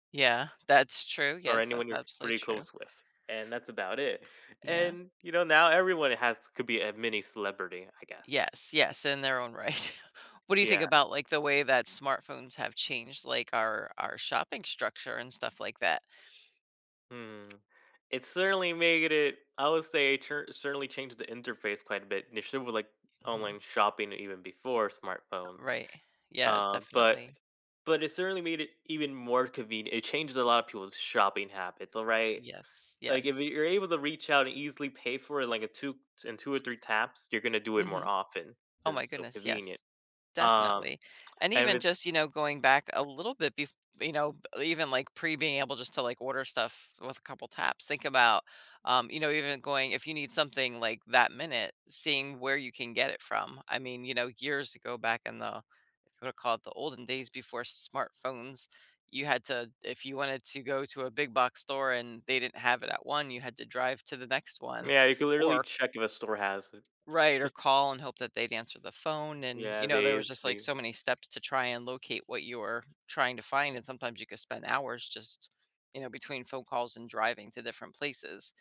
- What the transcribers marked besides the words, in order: laughing while speaking: "right"; tapping; other background noise; chuckle
- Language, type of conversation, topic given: English, unstructured, How have smartphones changed the world?
- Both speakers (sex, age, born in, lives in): female, 50-54, United States, United States; male, 20-24, United States, United States